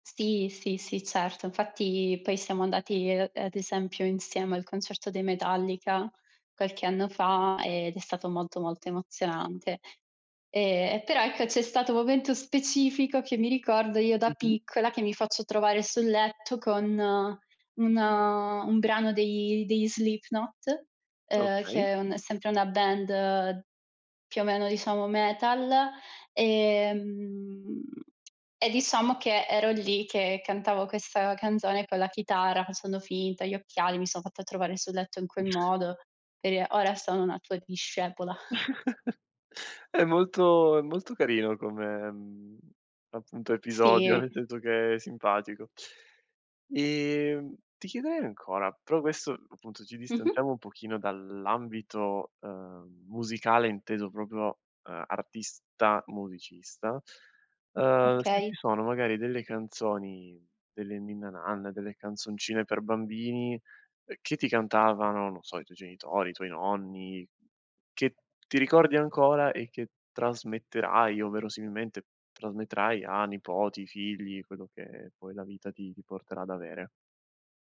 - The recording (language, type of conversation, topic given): Italian, podcast, Qual è il primo ricordo musicale della tua infanzia?
- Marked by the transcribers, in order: tapping; tsk; chuckle; "proprio" said as "propio"